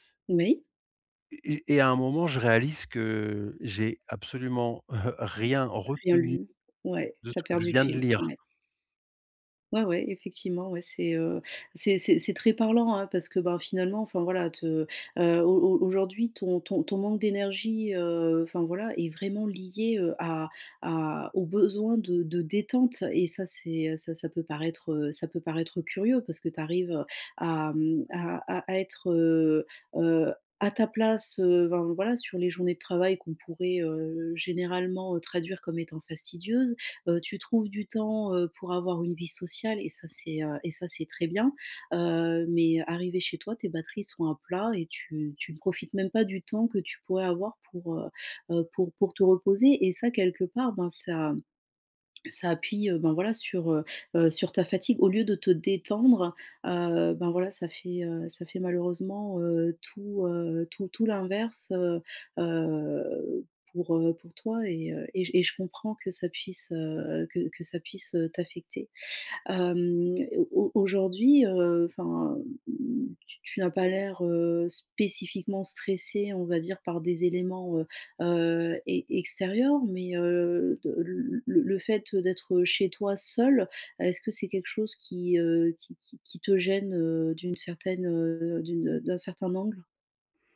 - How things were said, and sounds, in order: chuckle; tapping; other background noise
- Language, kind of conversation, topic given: French, advice, Pourquoi je n’ai pas d’énergie pour regarder ou lire le soir ?